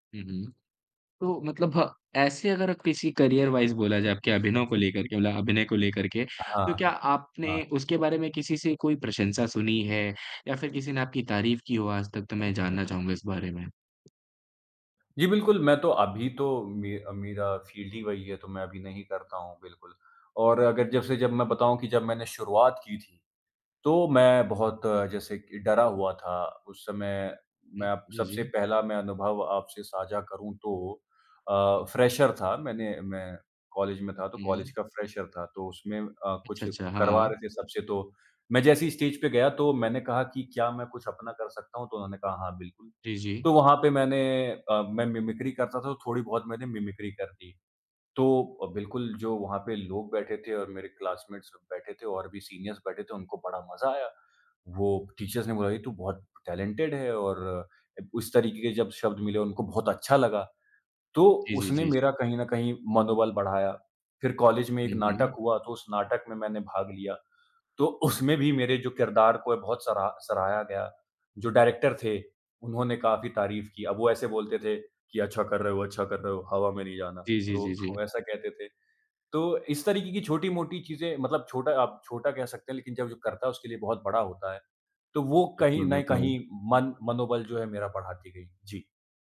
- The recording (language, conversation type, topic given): Hindi, podcast, बचपन में आप क्या बनना चाहते थे और क्यों?
- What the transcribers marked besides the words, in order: tapping; in English: "करियर वाइज़"; in English: "फ़ील्ड"; in English: "फ्रेशर"; other background noise; in English: "फ्रेशर"; in English: "स्टेज"; in English: "मिमिक्री"; in English: "मिमिक्री"; in English: "क्लास्मेट्स"; in English: "सिनियरर्स"; in English: "टीचर्स"; in English: "टैलेंटेड"; other noise; in English: "डायरेक्टर"